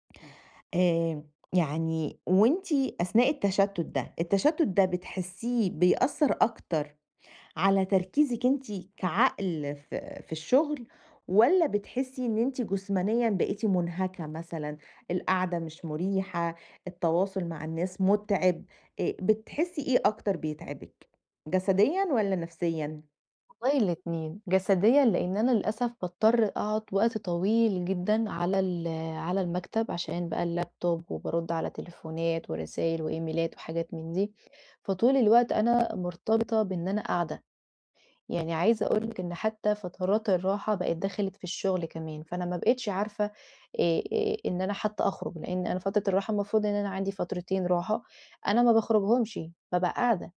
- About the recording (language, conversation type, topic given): Arabic, advice, إزاي أقلّل التشتت عشان أقدر أشتغل بتركيز عميق ومستمر على مهمة معقدة؟
- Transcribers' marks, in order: in English: "اللاب توب"; in English: "وإيميلات"